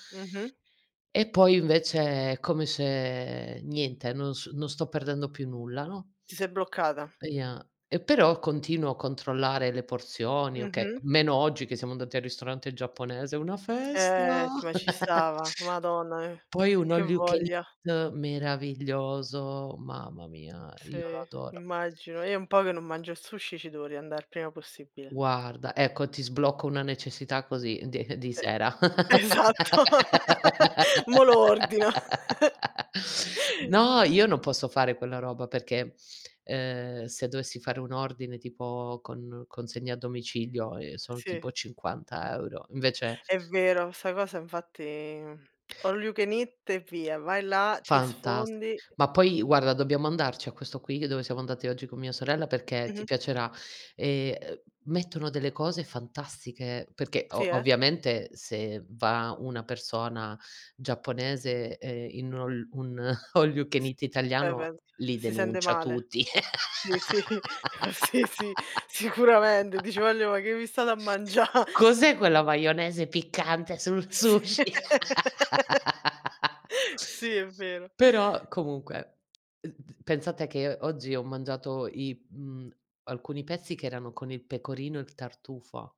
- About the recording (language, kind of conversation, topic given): Italian, unstructured, Perché molte persone evitano di praticare sport con regolarità?
- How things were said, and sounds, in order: tapping; put-on voice: "una festa"; chuckle; in English: "all you can eat"; other background noise; laughing while speaking: "esatto"; laugh; chuckle; tongue click; in English: "All you can eat"; chuckle; laughing while speaking: "sì, sì, sì, sicuramente"; in English: "all you can eat"; laugh; laughing while speaking: "a mangià?"; put-on voice: "Cos'è quella maionese piccante sul sushi?"; laugh